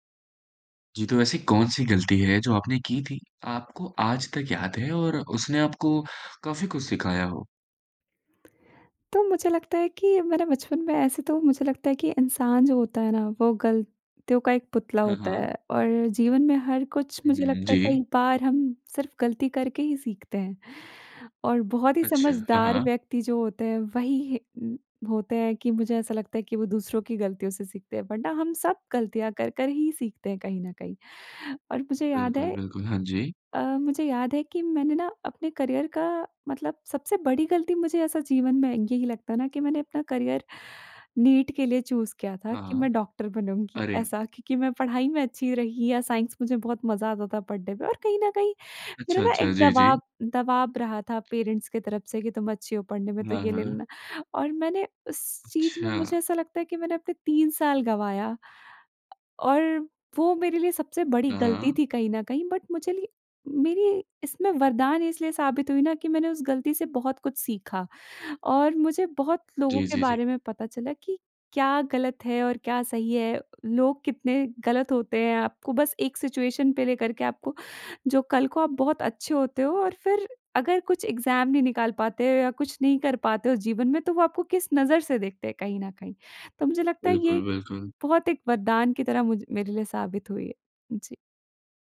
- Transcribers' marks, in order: lip smack; in English: "करियर"; in English: "करियर"; in English: "चूज़"; "दबाव- दबाव" said as "दवाब दवाब"; in English: "पेरेंट्स"; in English: "बट"; in English: "सिचुएशन"; in English: "एग्जाम"
- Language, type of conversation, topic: Hindi, podcast, कौन सी गलती बाद में आपके लिए वरदान साबित हुई?